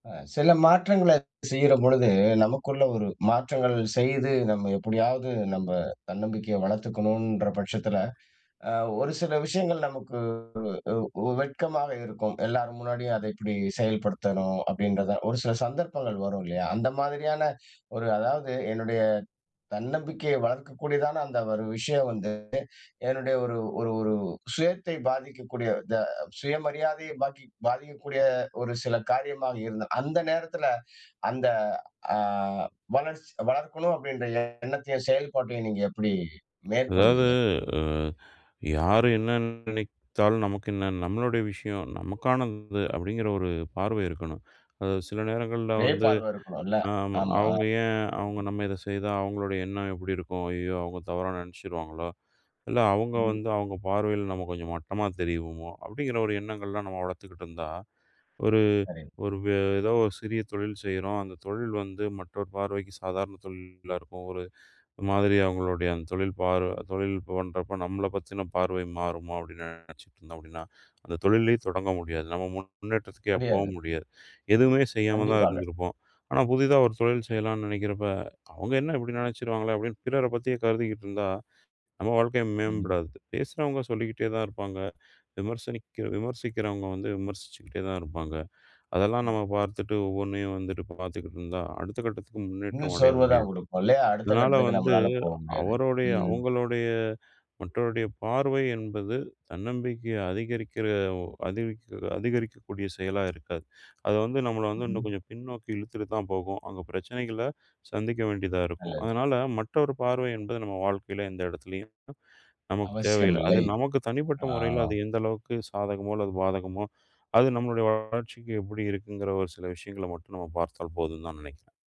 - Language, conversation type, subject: Tamil, podcast, நீங்கள் தன்னம்பிக்கையை அதிகரிக்க என்னென்ன உடை அலங்கார மாற்றங்களை செய்தீர்கள்?
- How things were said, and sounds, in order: other noise; drawn out: "ஆம்"